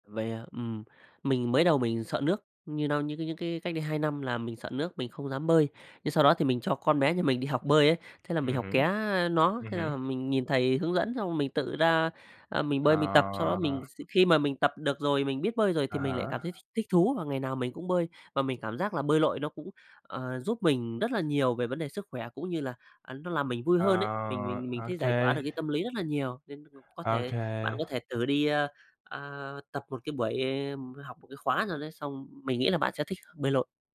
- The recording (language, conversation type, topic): Vietnamese, unstructured, Bạn làm thế nào để cân bằng giữa công việc và cuộc sống?
- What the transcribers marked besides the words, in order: tapping; other background noise; unintelligible speech